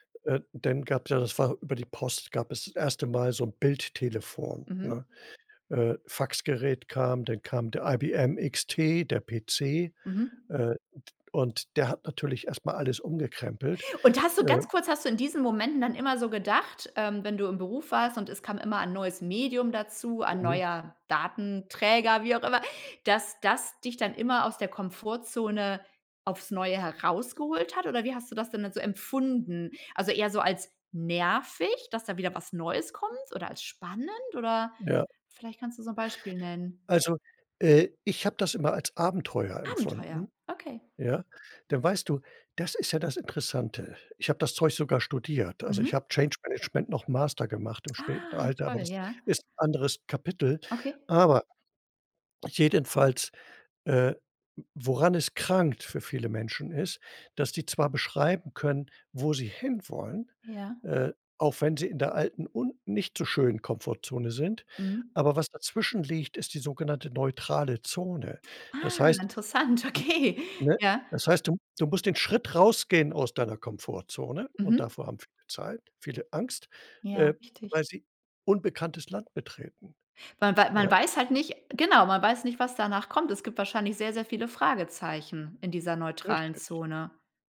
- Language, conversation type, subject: German, podcast, Welche Erfahrung hat dich aus deiner Komfortzone geholt?
- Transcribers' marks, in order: stressed: "nervig"; in English: "Change Management"; other noise